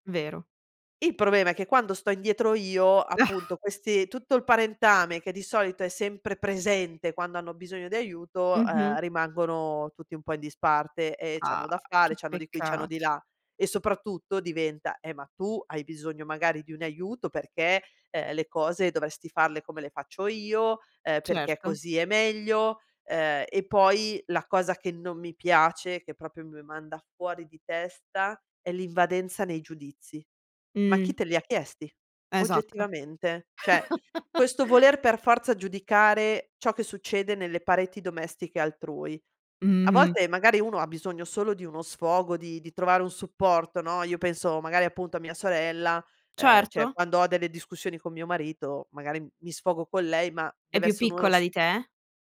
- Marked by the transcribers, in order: chuckle; other background noise; tapping; "Cioè" said as "ceh"; chuckle
- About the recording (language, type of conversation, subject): Italian, podcast, Come stabilire dei limiti con parenti invadenti?